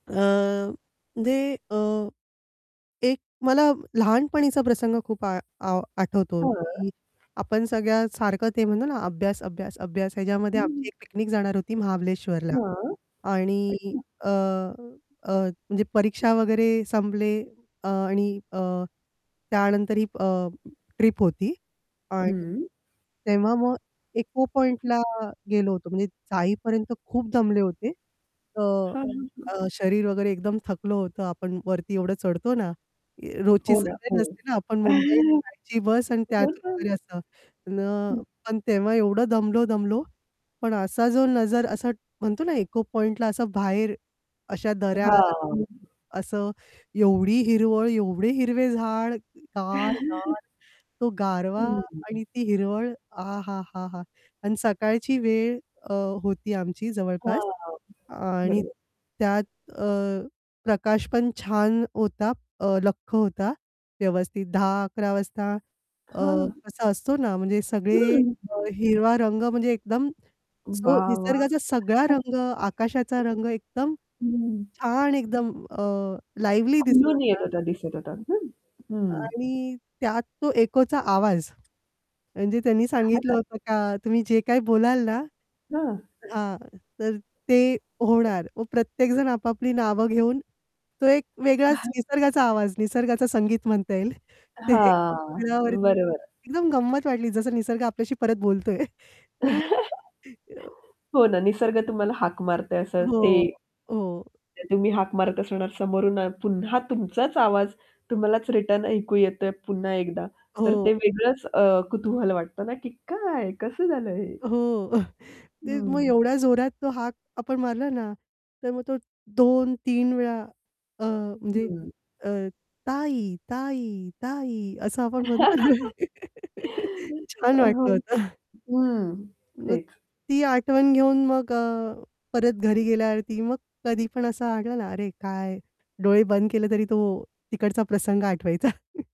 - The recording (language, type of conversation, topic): Marathi, podcast, निसर्ग किंवा संगीत तुम्हाला कितपत प्रेरणा देतात?
- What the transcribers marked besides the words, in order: static; other background noise; distorted speech; chuckle; unintelligible speech; chuckle; unintelligible speech; unintelligible speech; in English: "लिव्हली"; chuckle; chuckle; laughing while speaking: "येईल"; chuckle; unintelligible speech; chuckle; laughing while speaking: "बोलतोय"; chuckle; chuckle; tapping; chuckle; unintelligible speech; laughing while speaking: "म्हणतो ना"; chuckle; laughing while speaking: "होतं"; laughing while speaking: "आठवायचा"